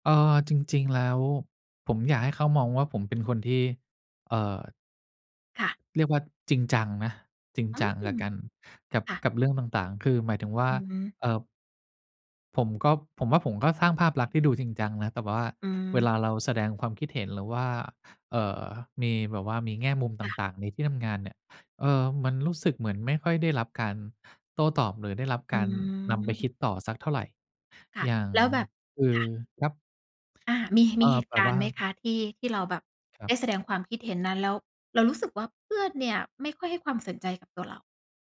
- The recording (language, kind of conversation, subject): Thai, podcast, คุณอยากให้คนอื่นมองคุณในที่ทำงานอย่างไร?
- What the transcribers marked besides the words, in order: tapping